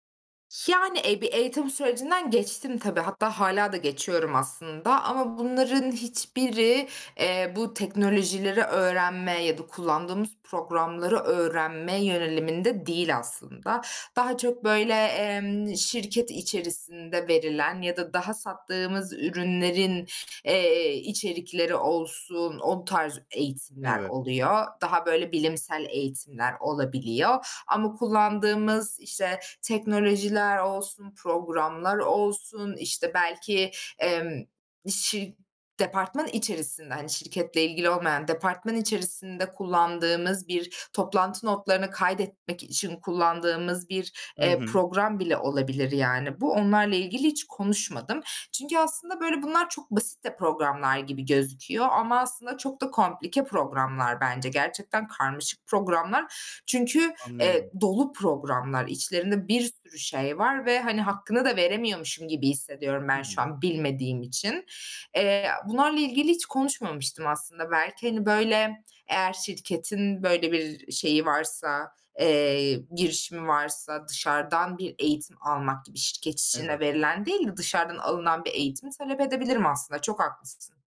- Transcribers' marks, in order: none
- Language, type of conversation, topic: Turkish, advice, İş yerindeki yeni teknolojileri öğrenirken ve çalışma biçimindeki değişikliklere uyum sağlarken nasıl bir yol izleyebilirim?